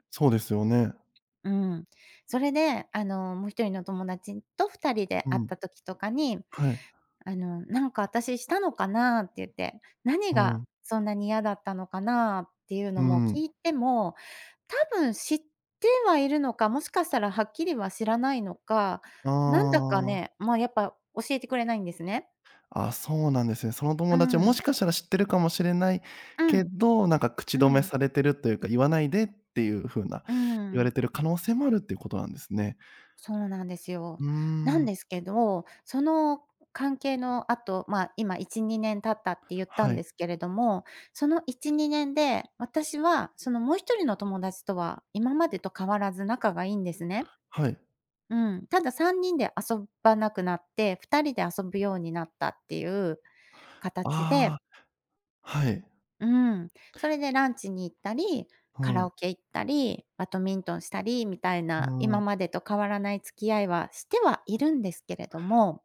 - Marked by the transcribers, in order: other background noise; "バドミントン" said as "ばとみんとん"
- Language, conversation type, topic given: Japanese, advice, 共通の友達との関係をどう保てばよいのでしょうか？